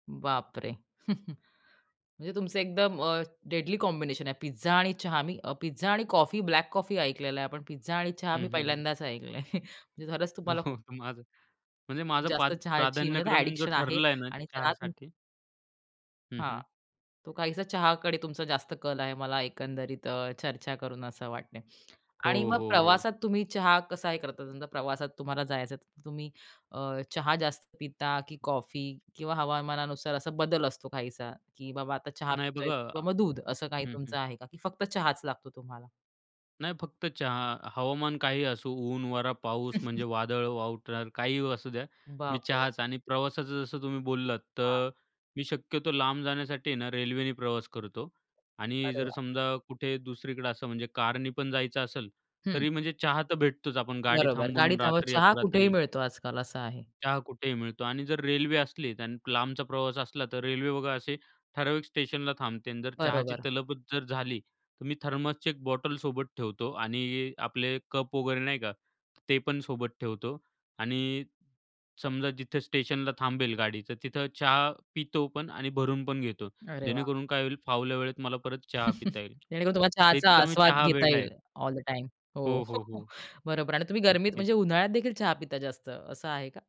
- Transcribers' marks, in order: chuckle; in English: "डेडली कॉम्बिनेशन"; other background noise; chuckle; in English: "एडिक्शन"; tapping; chuckle; chuckle; in English: "ऑल द टाईम"; chuckle
- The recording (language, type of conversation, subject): Marathi, podcast, तू सकाळी चहा की कॉफीला प्राधान्य देतोस, आणि का?